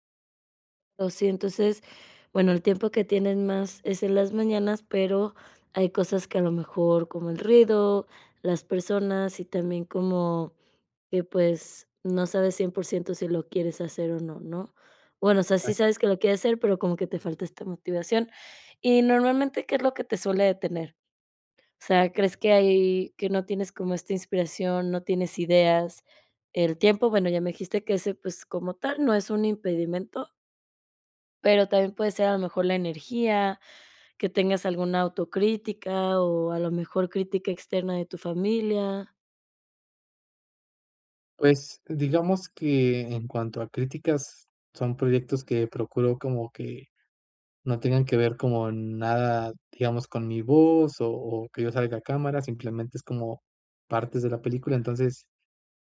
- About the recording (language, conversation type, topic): Spanish, advice, ¿Cómo puedo encontrar inspiración constante para mantener una práctica creativa?
- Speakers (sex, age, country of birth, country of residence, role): female, 30-34, United States, United States, advisor; male, 30-34, Mexico, Mexico, user
- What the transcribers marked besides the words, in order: none